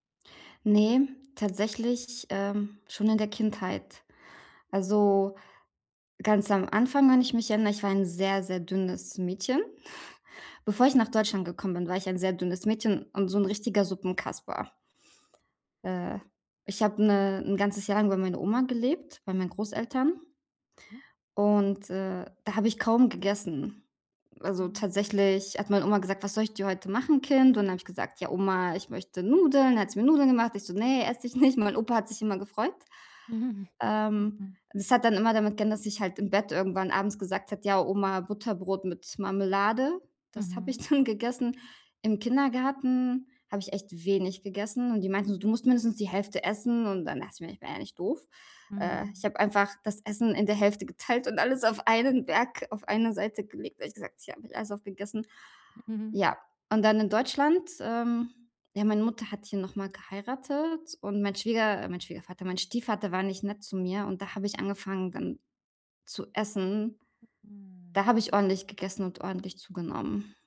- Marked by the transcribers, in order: chuckle; laughing while speaking: "nicht"; chuckle; laughing while speaking: "dann"
- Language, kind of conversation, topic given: German, advice, Wie kann ich meinen Zucker- und Koffeinkonsum reduzieren?